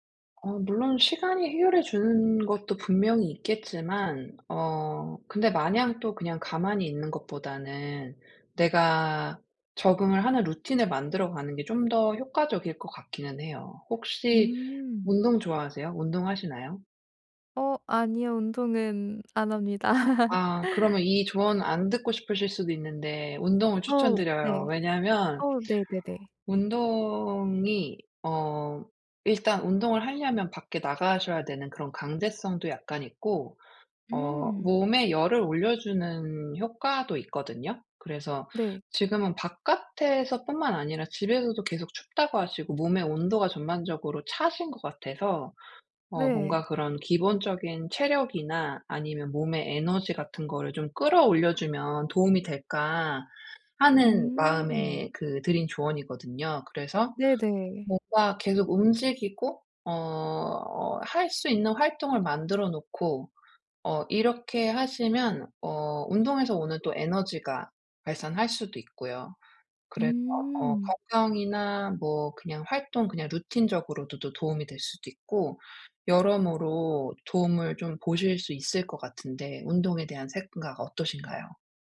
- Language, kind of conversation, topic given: Korean, advice, 새로운 기후와 계절 변화에 어떻게 적응할 수 있을까요?
- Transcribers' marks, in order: tapping; laughing while speaking: "안 합니다"; laugh; other background noise